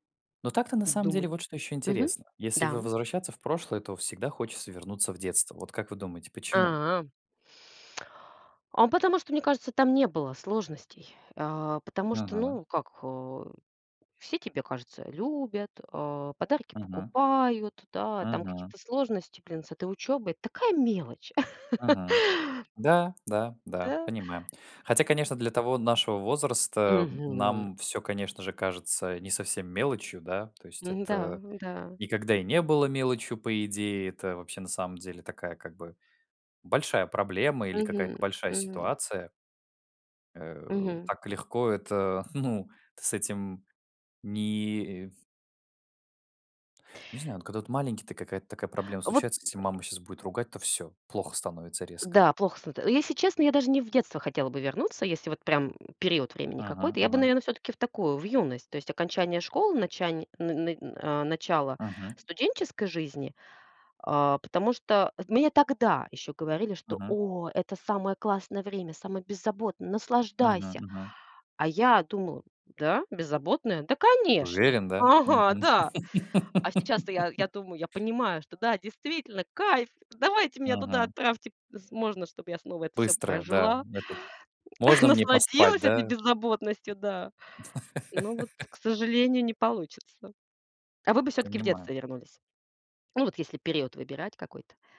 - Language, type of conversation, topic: Russian, unstructured, Какое событие из прошлого вы бы хотели пережить снова?
- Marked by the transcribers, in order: chuckle; laughing while speaking: "ну"; grunt; tapping; put-on voice: "О, это самое классное время, самое беззаботное, наслаждайся"; laugh; chuckle; laugh